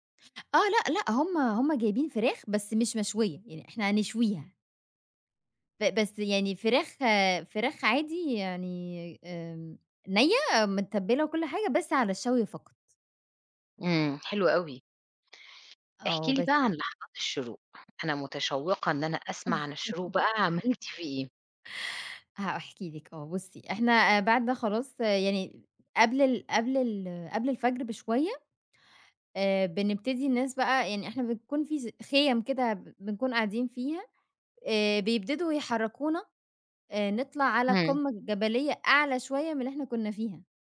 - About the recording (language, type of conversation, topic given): Arabic, podcast, إيه أجمل غروب شمس أو شروق شمس شفته وإنت برّه مصر؟
- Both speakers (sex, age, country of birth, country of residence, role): female, 25-29, Egypt, Egypt, guest; female, 40-44, Egypt, Portugal, host
- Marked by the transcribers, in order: tapping; other background noise; chuckle; laughing while speaking: "عملتِ"; "بيبتدوا" said as "بيبدوا"